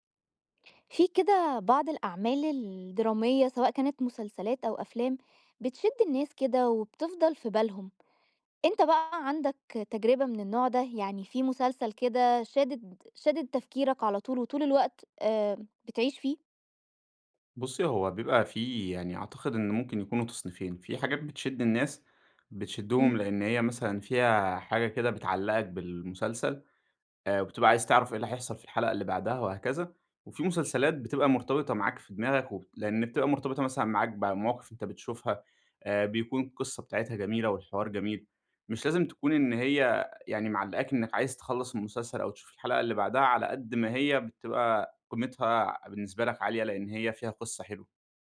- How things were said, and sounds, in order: none
- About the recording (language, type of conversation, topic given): Arabic, podcast, ليه بعض المسلسلات بتشدّ الناس ومبتخرجش من بالهم؟